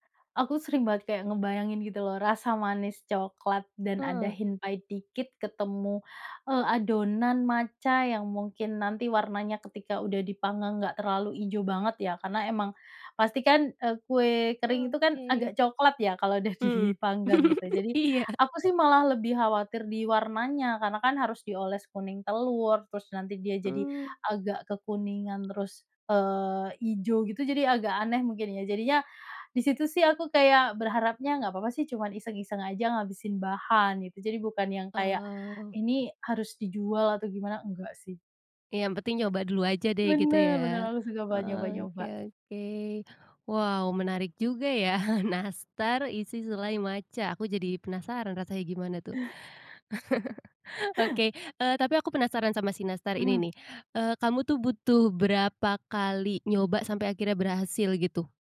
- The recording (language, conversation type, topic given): Indonesian, podcast, Pernahkah kamu mencoba campuran rasa yang terdengar aneh, tapi ternyata cocok banget?
- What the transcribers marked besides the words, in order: tapping; in English: "hint"; laughing while speaking: "udah dipanggang"; giggle; laughing while speaking: "iya"; other background noise; laughing while speaking: "ya, nastar"; chuckle